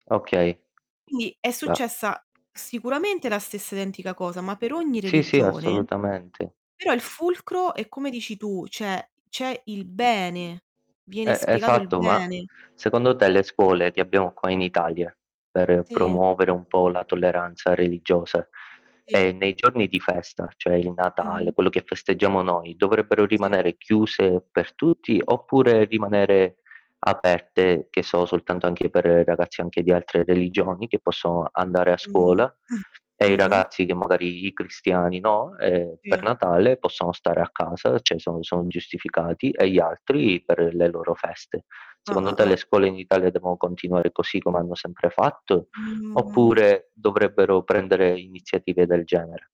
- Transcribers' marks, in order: static; distorted speech; "cioè" said as "ceh"; other background noise; throat clearing; "cioè" said as "ceh"
- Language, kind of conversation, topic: Italian, unstructured, Come si può promuovere la tolleranza religiosa?
- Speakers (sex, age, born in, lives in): female, 30-34, Italy, Italy; male, 25-29, Italy, Italy